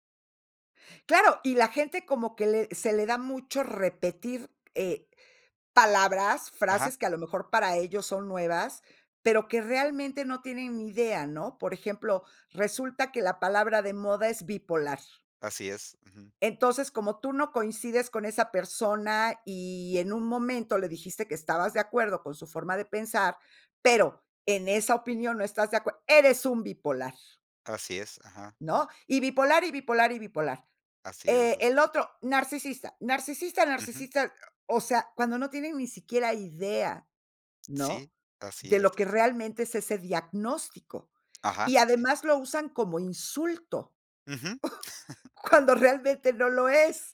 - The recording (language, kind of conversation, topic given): Spanish, podcast, ¿Cómo cambian las redes sociales nuestra forma de relacionarnos?
- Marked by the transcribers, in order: laugh